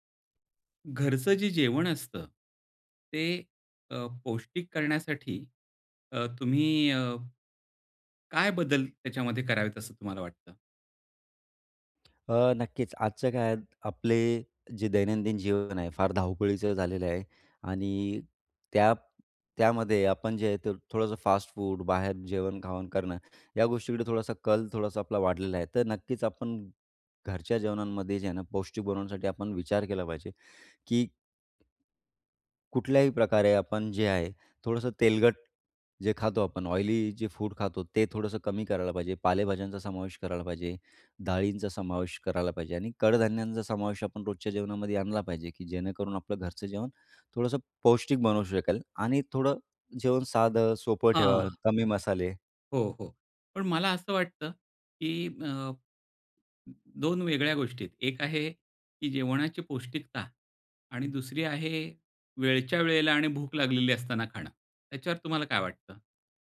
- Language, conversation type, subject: Marathi, podcast, घरच्या जेवणात पौष्टिकता वाढवण्यासाठी तुम्ही कोणते सोपे बदल कराल?
- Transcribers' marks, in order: tapping; other noise; "तेलकट" said as "तेलगट"